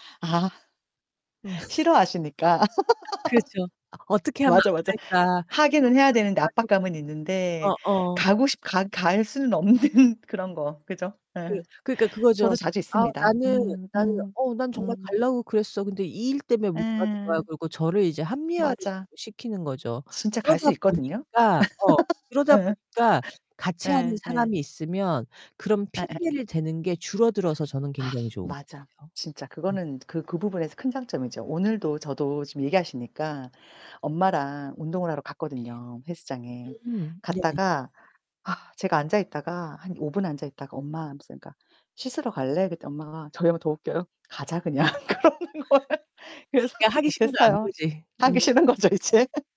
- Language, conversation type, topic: Korean, unstructured, 운동 친구가 있으면 어떤 점이 가장 좋나요?
- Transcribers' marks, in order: laugh; other background noise; distorted speech; laughing while speaking: "없는"; static; laugh; tapping; laughing while speaking: "그러는 거예요"; laughing while speaking: "하기 싫은 거죠 이제"